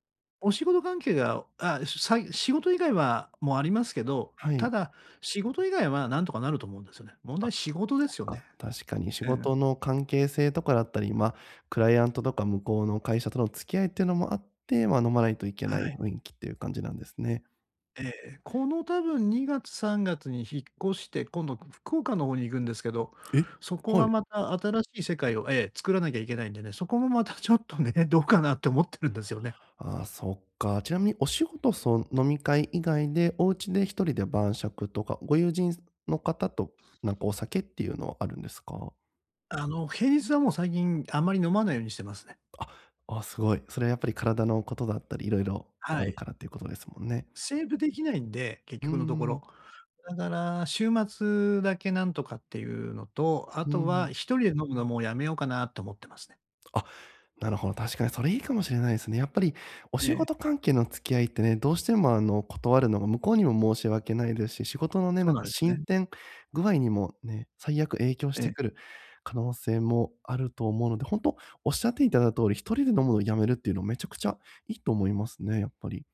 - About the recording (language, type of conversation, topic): Japanese, advice, 断りづらい誘いを上手にかわすにはどうすればいいですか？
- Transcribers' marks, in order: laughing while speaking: "そこもまたちょっとね、どうかなって思ってるんですよね"